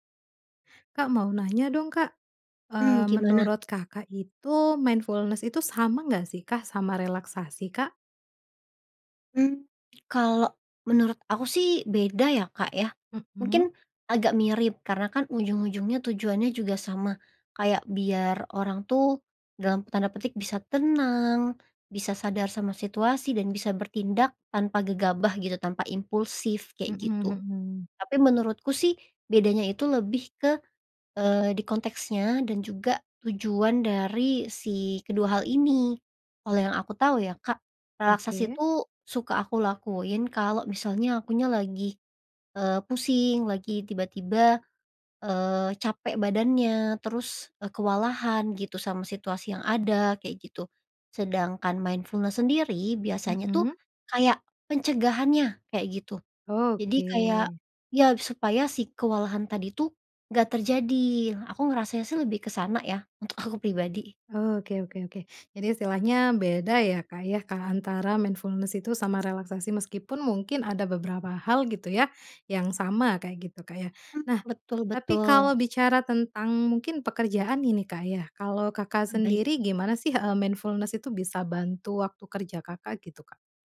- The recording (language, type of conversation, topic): Indonesian, podcast, Bagaimana mindfulness dapat membantu saat bekerja atau belajar?
- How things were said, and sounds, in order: in English: "mindfulness"; in English: "mindfulness"; laughing while speaking: "untuk"; in English: "mindfulness"; tapping; in English: "mindfulness"